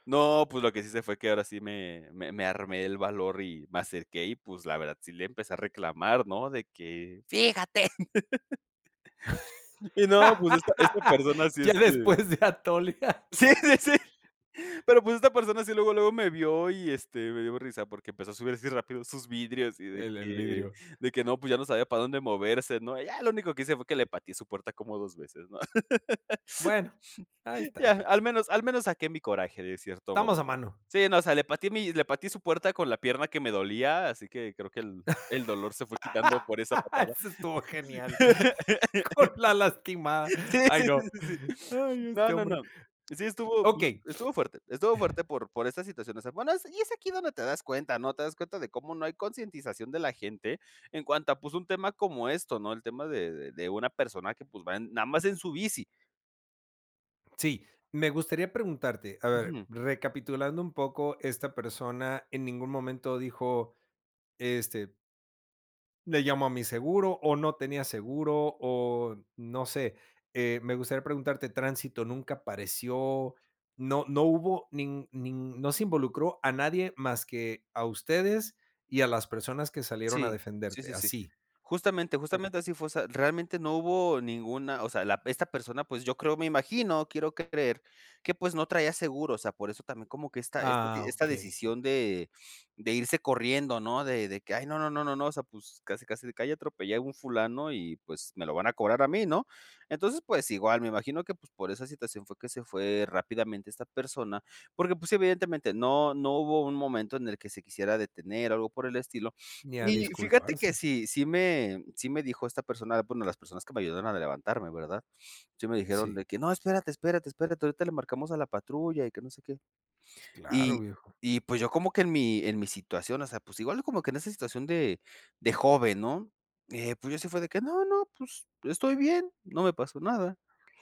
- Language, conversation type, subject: Spanish, podcast, ¿Qué accidente recuerdas, ya sea en bicicleta o en coche?
- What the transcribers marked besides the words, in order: laughing while speaking: "Ya después de atole"; laugh; laughing while speaking: "sí, sí, sí"; other noise; chuckle; other background noise; laughing while speaking: "Eso estuvo genial. Con la lastimada. Ay no. Ay este hombre"; laugh; laughing while speaking: "Sí, sí, sí, sí, sí"